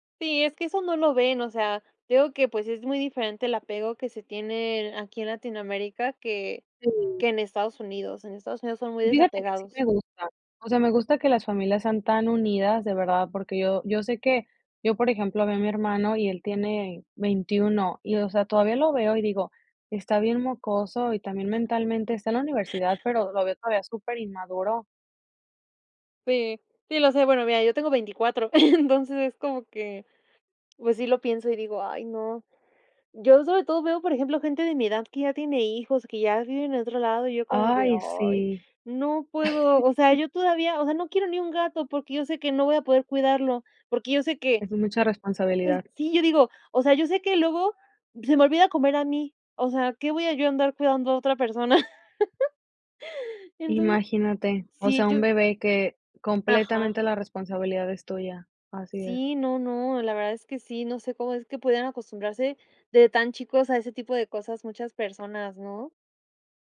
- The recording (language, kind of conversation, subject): Spanish, podcast, ¿A qué cosas te costó más acostumbrarte cuando vivías fuera de casa?
- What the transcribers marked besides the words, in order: other background noise; laughing while speaking: "entonces"; laugh; tapping; laugh